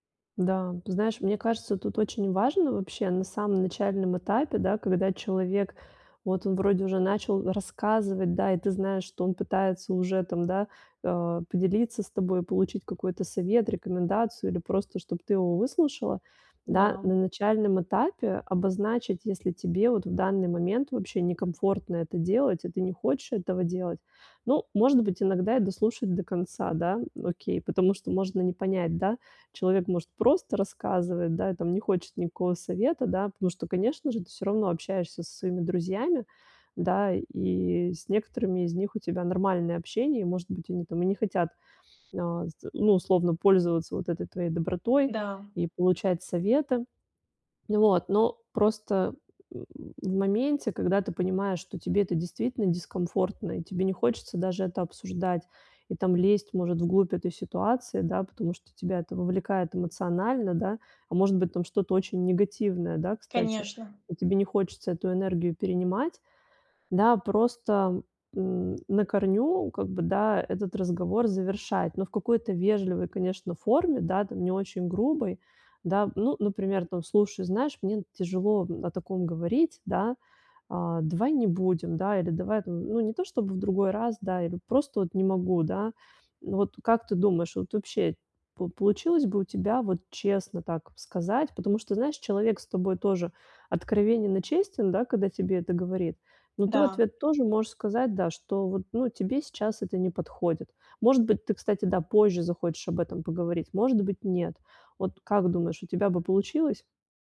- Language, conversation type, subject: Russian, advice, Как обсудить с партнёром границы и ожидания без ссоры?
- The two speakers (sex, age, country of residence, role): female, 35-39, France, user; female, 40-44, Italy, advisor
- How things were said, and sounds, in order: tapping